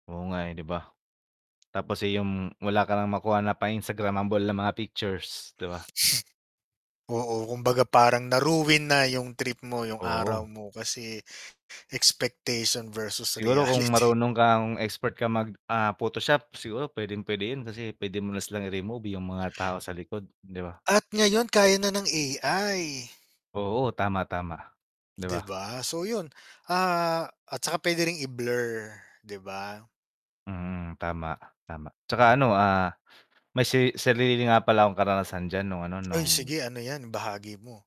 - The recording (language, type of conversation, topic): Filipino, unstructured, Ano ang naramdaman mo sa mga lugar na siksikan sa mga turista?
- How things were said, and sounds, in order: in English: "expectation versus reality"; laughing while speaking: "reality"; static